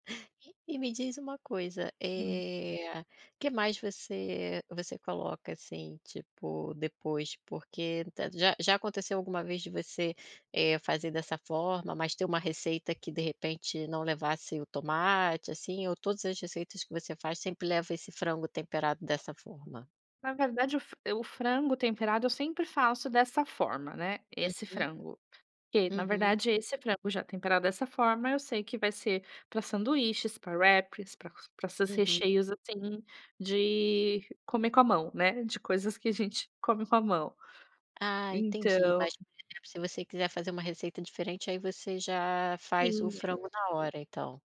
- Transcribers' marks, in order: none
- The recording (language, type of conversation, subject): Portuguese, podcast, O que você costuma cozinhar quando quer preparar algo rápido?